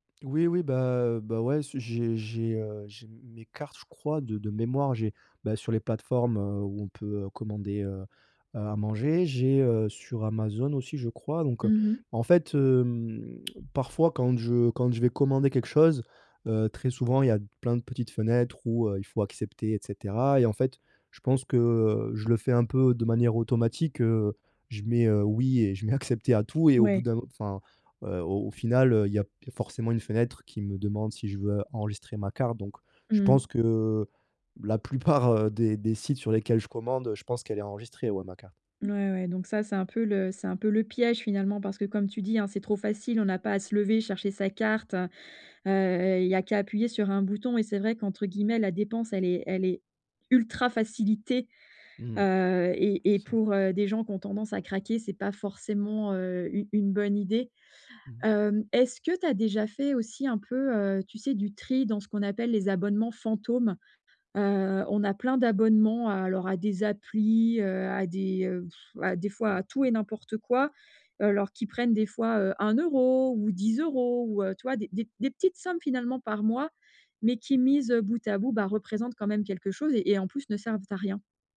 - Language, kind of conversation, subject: French, advice, Comment puis-je équilibrer mon épargne et mes dépenses chaque mois ?
- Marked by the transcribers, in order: drawn out: "hem"